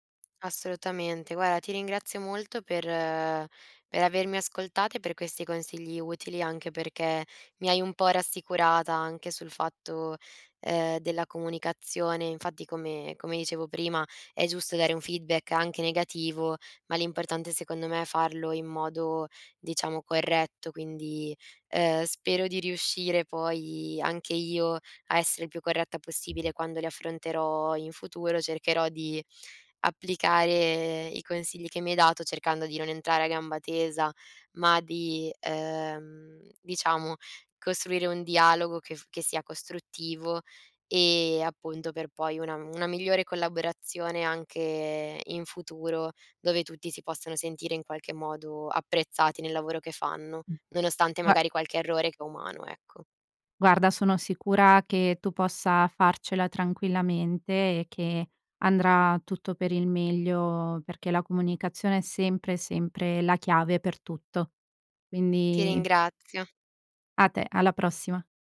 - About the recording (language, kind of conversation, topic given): Italian, advice, Come posso gestire le critiche costanti di un collega che stanno mettendo a rischio la collaborazione?
- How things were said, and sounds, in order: "Guarda" said as "guara"; in English: "feedback"; other background noise